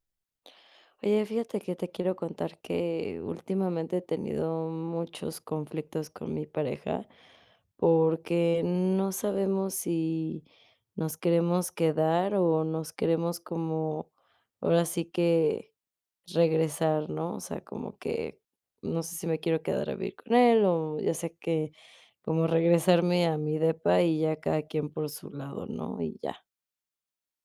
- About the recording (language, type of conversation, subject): Spanish, advice, ¿Cómo puedo manejar un conflicto de pareja cuando uno quiere quedarse y el otro quiere regresar?
- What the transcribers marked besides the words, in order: none